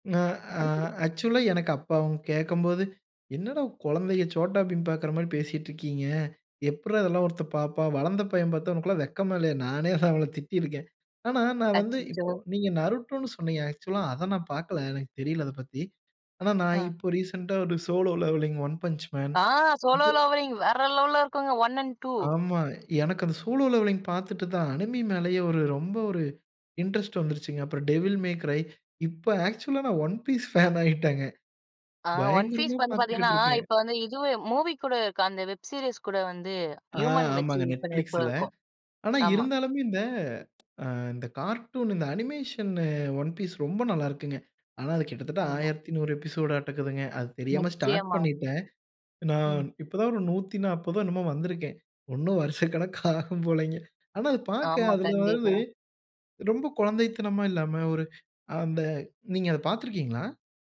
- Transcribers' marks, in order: in English: "ஆக்சுவலா"; laugh; laughing while speaking: "அவள திட்டியிருக்கேன்"; in English: "ஆக்சுவலா"; in English: "ரீசென்டா"; in English: "சோலோ லெவலிங், ஒன் பஞ்ச் மேன்"; in English: "சோலோ லெவலிங்"; unintelligible speech; in English: "ஒன் அண்ட் டூ"; other noise; in English: "சோலோ லெவலிங்"; in English: "அனிமி"; in English: "இன்ட்ரெஸ்ட்"; in English: "டெவில் மே க்ரை"; in English: "ஆக்சுவலா"; in English: "ஒன் பீஸ் ஃபேன்"; in English: "ஒன் பீஸ்"; in English: "மூவி"; in English: "வெப் சீரிஸ்"; in English: "ஹியூமன்"; in English: "நெட்பிளிக்ஸ்ல"; in English: "அனிமேஷன்னு ஒன் பீஸ்"; in English: "எபிசோடாட்டுக்குதுங்க"; in English: "ஸ்டார்ட்"; laughing while speaking: "வருசக்கணக்காகும் போலங்க"
- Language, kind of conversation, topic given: Tamil, podcast, உங்கள் பிடித்த பொழுதுபோக்கைப் பற்றி சொல்ல முடியுமா?